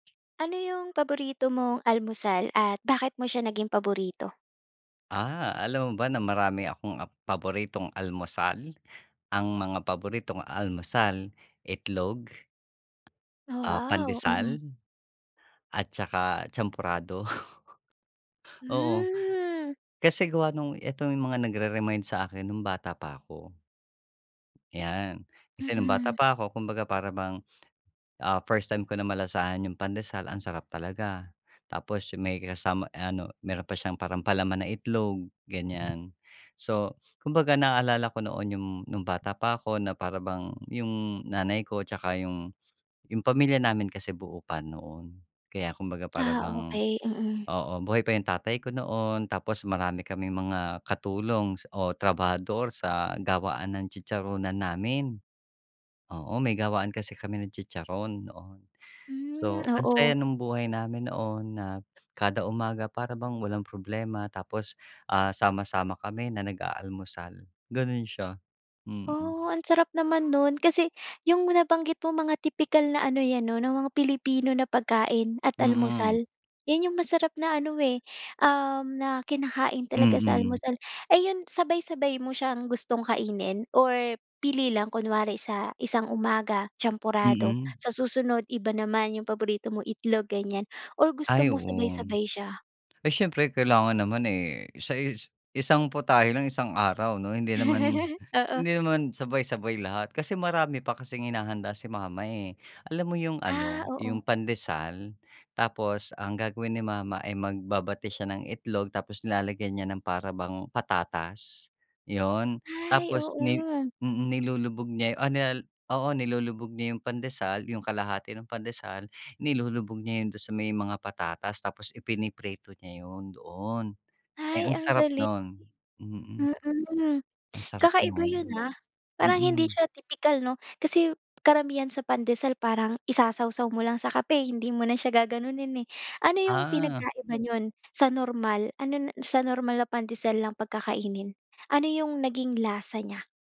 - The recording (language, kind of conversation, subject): Filipino, podcast, Ano ang paborito mong almusal at bakit?
- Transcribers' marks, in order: chuckle; laugh